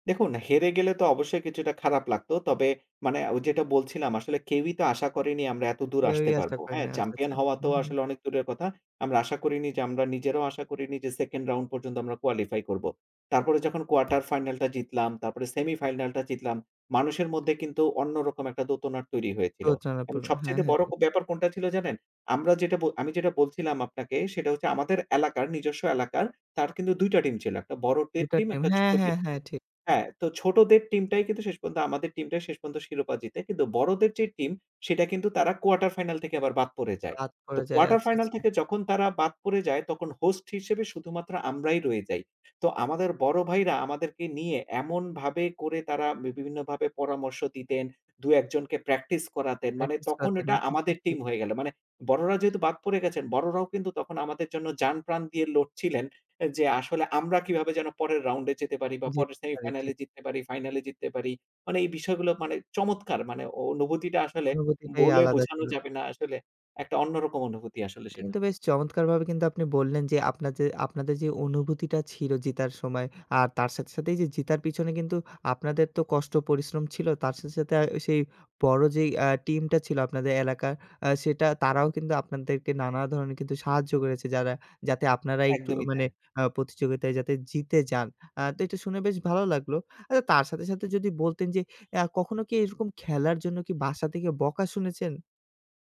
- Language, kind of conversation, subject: Bengali, podcast, খেলার সময় তোমার সবচেয়ে মজার স্মৃতি কোনটা?
- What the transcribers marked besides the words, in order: in English: "সেকেন্ড রাউন্ড"; in English: "কোয়ালিফাই"; in English: "কোয়ার্টার ফাইনাল"; in English: "সেমিফাইনাল"; unintelligible speech; in English: "কোয়ার্টার ফাইনাল"; in English: "কোয়ার্টার ফাইনাল"; in English: "হোস্ট"; in English: "প্র্যাকটিস"; in English: "রাউন্ডে"; in English: "সেমিফাইনাল"; in English: "ফাইনাল"